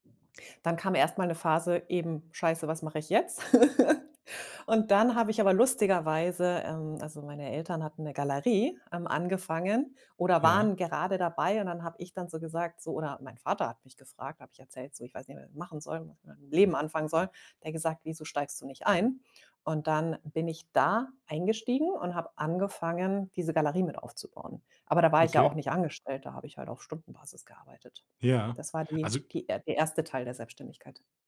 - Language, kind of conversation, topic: German, podcast, Wann bist du ein Risiko eingegangen, und wann hat es sich gelohnt?
- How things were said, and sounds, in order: other background noise; chuckle; other noise